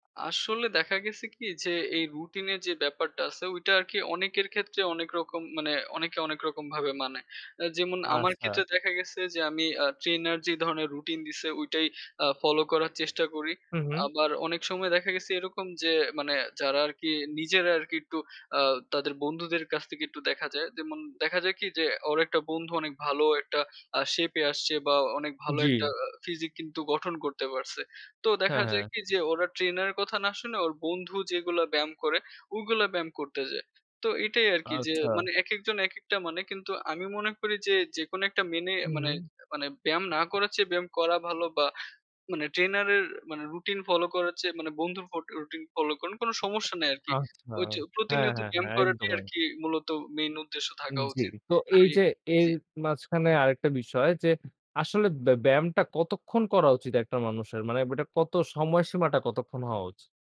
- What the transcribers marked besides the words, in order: none
- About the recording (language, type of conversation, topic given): Bengali, podcast, আপনি ব্যায়াম শুরু করার সময় কীভাবে উদ্দীপিত থাকেন?